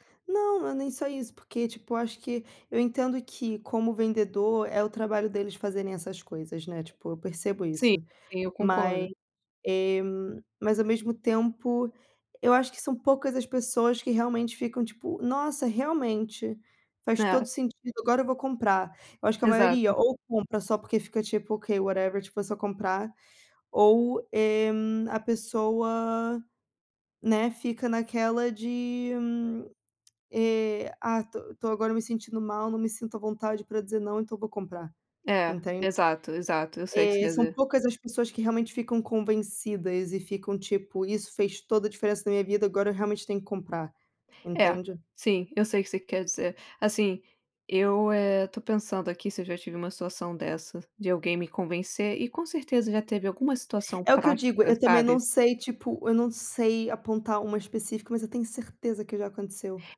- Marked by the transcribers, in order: in English: "Ok, whatever"
- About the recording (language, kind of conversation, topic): Portuguese, unstructured, Como você se sente quando alguém tenta te convencer a gastar mais?